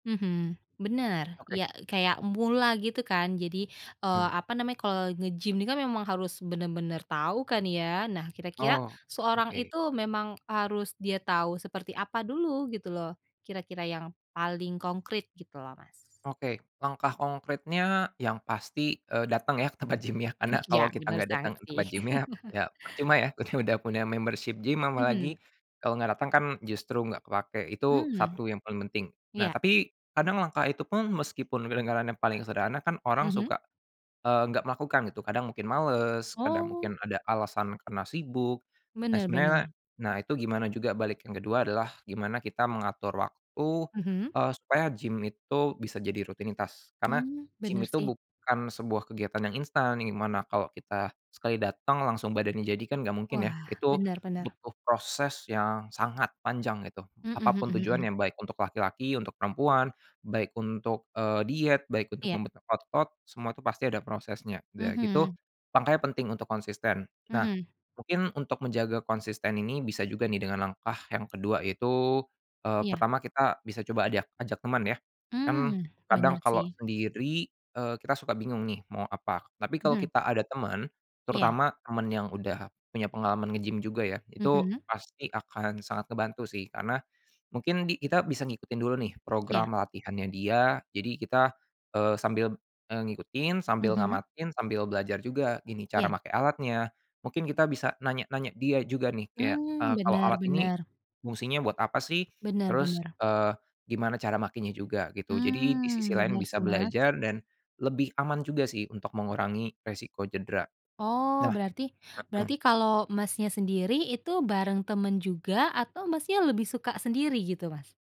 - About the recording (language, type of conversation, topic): Indonesian, podcast, Jika harus memberi saran kepada pemula, sebaiknya mulai dari mana?
- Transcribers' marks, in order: in English: "nge-gym"; other background noise; in English: "gym-nya"; laugh; in English: "gym-nya"; in English: "membership gym"; in English: "gym"; in English: "gym"; in English: "nge-gym"